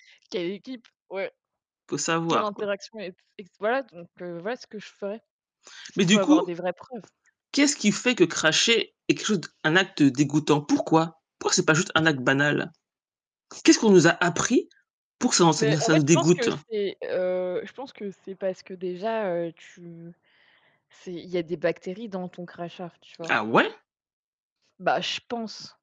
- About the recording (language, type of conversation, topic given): French, unstructured, Que penses-tu du comportement des personnes qui crachent par terre ?
- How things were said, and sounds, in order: static; tapping; other background noise; distorted speech; surprised: "ouais ?"